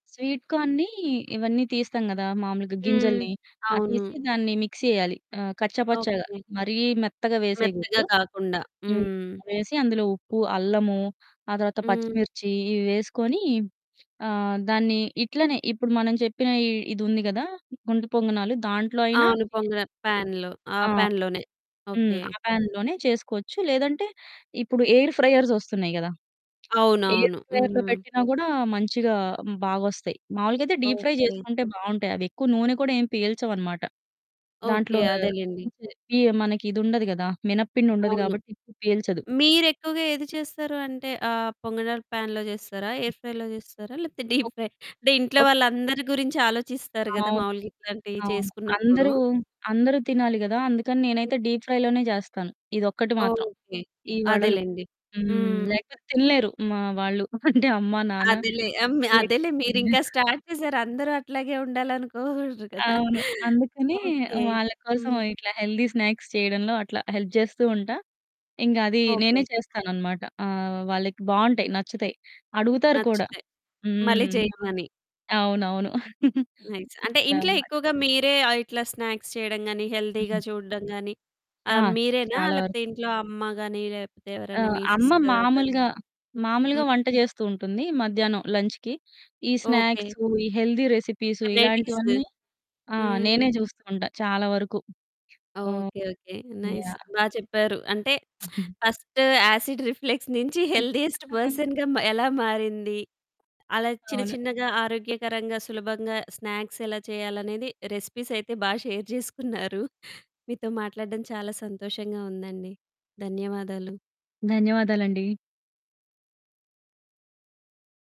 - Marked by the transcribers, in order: in English: "స్వీట్ కార్న్‌ని"; other background noise; in English: "మిక్సీ"; distorted speech; in English: "పాన్‌లో"; in English: "పాన్‌లోనే"; in English: "పాన్‌లోనే"; in English: "ఎయిర్ ఫ్రైయర్స్"; in English: "ఎయిర్ ఫ్రైయర్‌లో"; in English: "డీప్ ఫ్రై"; unintelligible speech; in English: "పాన్‌లో"; in English: "ఎయిర్ ఫ్రై‌లో"; in English: "డీప్ ఫ్రై"; chuckle; in English: "డీప్ ఫ్రైలోనే"; chuckle; in English: "స్టార్ట్"; laughing while speaking: "అనుకోకూడదు కదా!"; in English: "హెల్దీ స్నాక్స్"; in English: "హెల్ప్"; in English: "నైస్"; chuckle; in English: "స్నాక్స్"; in English: "హెల్తీగా"; in English: "సిస్టర్ ఆర్ బ్రదర్"; in English: "లంచ్‌కి"; in English: "స్నాక్స్"; in English: "హెల్తీ రెసిపీస్"; in English: "వెరైటీస్"; in English: "నైస్"; lip smack; in English: "ఫస్ట్ యాసిడ్ రిఫ్లెక్స్"; in English: "హెల్దీయెస్ట్ పర్సన్‌గా"; chuckle; in English: "స్నాక్స్"; in English: "రెసిపీస్"; in English: "షేర్"; chuckle
- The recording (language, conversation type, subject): Telugu, podcast, ఇంట్లో తక్కువ సమయంలో తయారయ్యే ఆరోగ్యకరమైన స్నాక్స్ ఏవో కొన్ని సూచించగలరా?